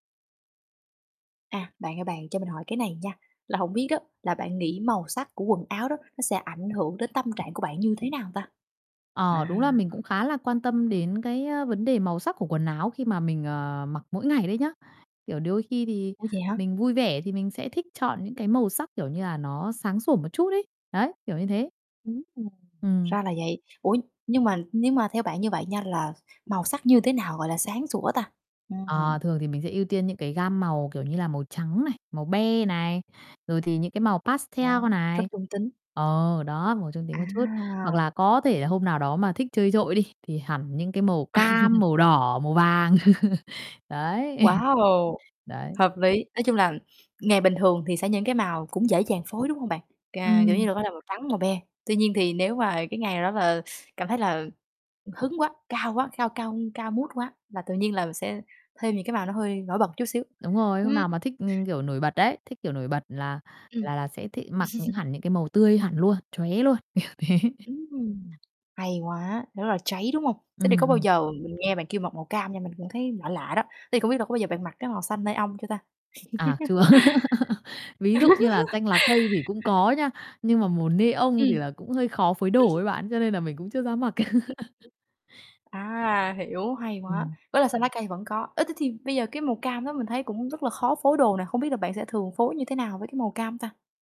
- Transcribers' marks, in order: other background noise; distorted speech; tapping; in English: "pastel"; laugh; laugh; chuckle; in English: "mood"; laugh; laughing while speaking: "kiểu thế"; laugh; laugh; unintelligible speech; laugh
- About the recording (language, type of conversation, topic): Vietnamese, podcast, Bạn nghĩ màu sắc quần áo ảnh hưởng đến tâm trạng của mình như thế nào?